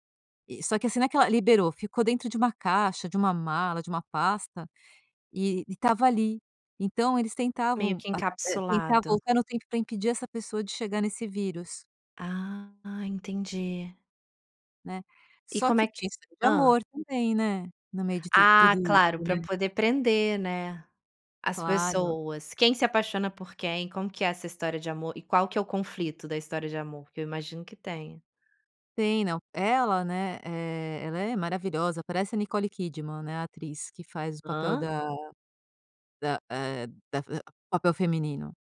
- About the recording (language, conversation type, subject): Portuguese, podcast, Me conta, qual série é seu refúgio quando tudo aperta?
- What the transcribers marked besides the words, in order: unintelligible speech